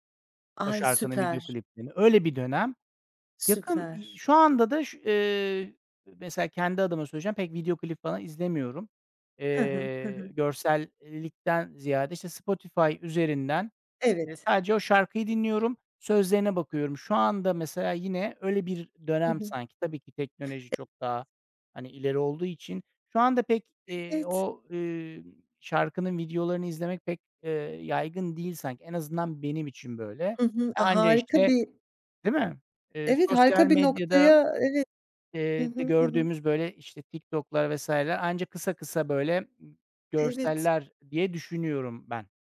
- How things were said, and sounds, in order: unintelligible speech; other background noise
- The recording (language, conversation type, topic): Turkish, podcast, Sözler mi yoksa melodi mi hayatında daha önemli ve neden?